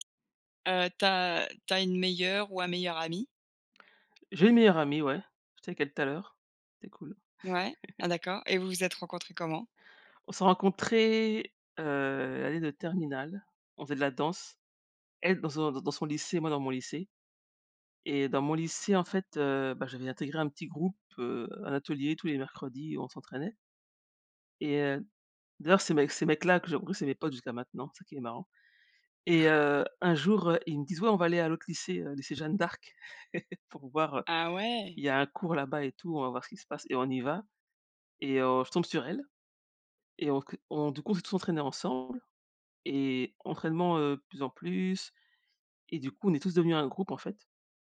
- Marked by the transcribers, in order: tapping; laugh; other background noise; chuckle; laugh
- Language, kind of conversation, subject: French, unstructured, Comment as-tu rencontré ta meilleure amie ou ton meilleur ami ?